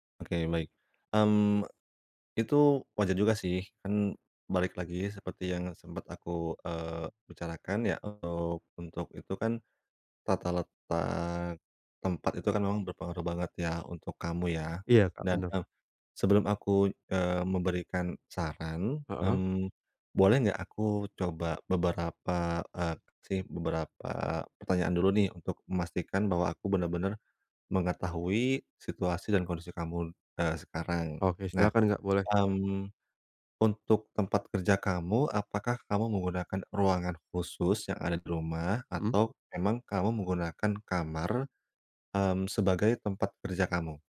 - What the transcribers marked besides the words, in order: none
- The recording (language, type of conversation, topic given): Indonesian, advice, Bagaimana cara mengubah pemandangan dan suasana kerja untuk memicu ide baru?